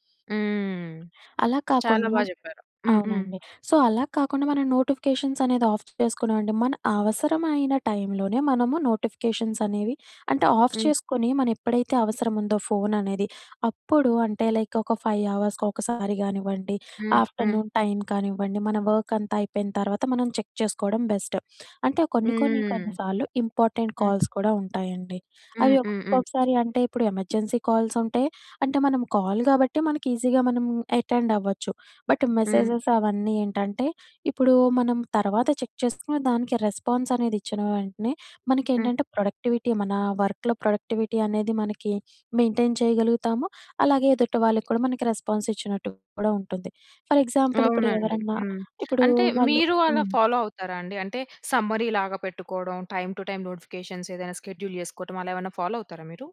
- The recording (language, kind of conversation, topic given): Telugu, podcast, నోటిఫికేషన్లు తగ్గిస్తే మీ ఫోన్ వినియోగంలో మీరు ఏ మార్పులు గమనించారు?
- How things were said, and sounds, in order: other background noise; in English: "సో"; in English: "నోటిఫికేషన్స్"; in English: "ఆఫ్"; in English: "ఆఫ్"; in English: "లైక్"; in English: "ఫైవ్ అవర్స్‌కి"; in English: "ఆఫ్టర్నూన్ టైమ్"; in English: "చెక్"; in English: "బెస్ట్"; in English: "ఇంపార్టెంట్ కాల్స్"; in English: "ఎమర్జెన్సీ కాల్స్"; in English: "కాల్"; in English: "అటెండ్"; in English: "బట్ మెసేజెస్"; in English: "చెక్"; in English: "రెస్పాన్స్"; in English: "ప్రొడక్టివిటీ"; in English: "వర్క్‌లో ప్రొడక్టివిటీ"; in English: "మెయింటైన్"; in English: "రెస్పాన్స్"; in English: "ఫర్ ఎగ్జాంపుల్"; in English: "ఫాలో"; in English: "సమ్మరీ"; in English: "టైమ్ టు టైమ్ నొటిఫికేషన్స్"; in English: "షెడ్యూల్"; in English: "ఫాలో"